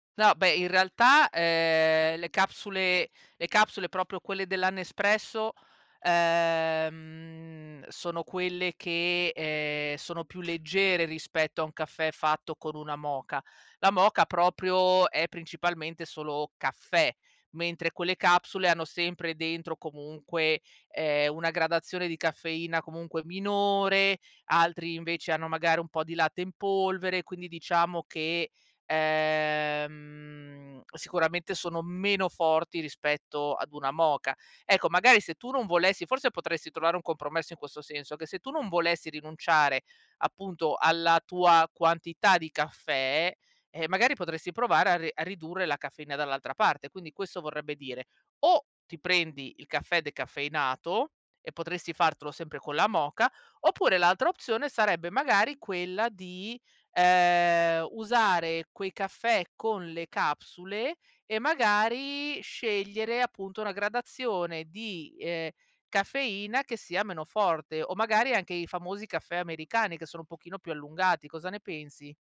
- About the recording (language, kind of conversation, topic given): Italian, advice, In che modo l’eccesso di caffeina o l’uso degli schermi la sera ti impediscono di addormentarti?
- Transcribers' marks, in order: tapping; "proprio" said as "propio"; drawn out: "ehm"; lip smack; other background noise